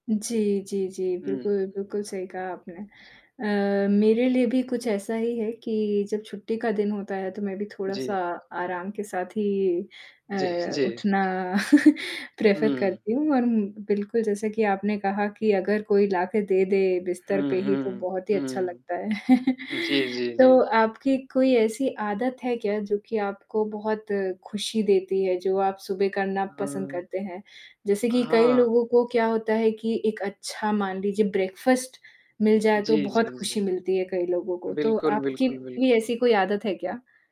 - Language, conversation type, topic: Hindi, unstructured, आप अपने दिन की शुरुआत खुश होकर कैसे करते हैं?
- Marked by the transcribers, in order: static; laughing while speaking: "जी"; chuckle; in English: "प्रेफ़र"; other background noise; chuckle; in English: "ब्रेकफ़ास्ट"; distorted speech